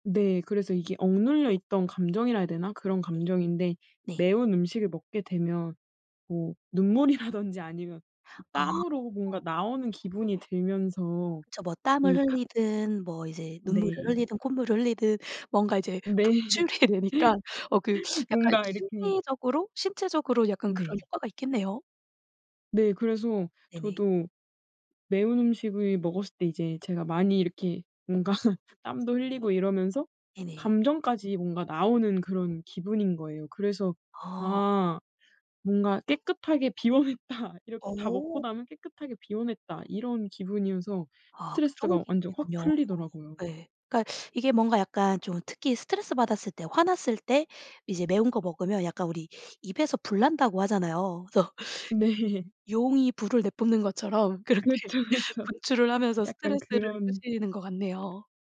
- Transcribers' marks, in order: laughing while speaking: "눈물이라든지"; laughing while speaking: "네"; laugh; teeth sucking; other background noise; laughing while speaking: "뭔가"; laughing while speaking: "비워냈다.'"; teeth sucking; laughing while speaking: "네"; laughing while speaking: "그렇게"; laughing while speaking: "그쵸, 그쵸"
- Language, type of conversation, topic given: Korean, podcast, 스트레스 받을 때 찾는 위안 음식은 뭐예요?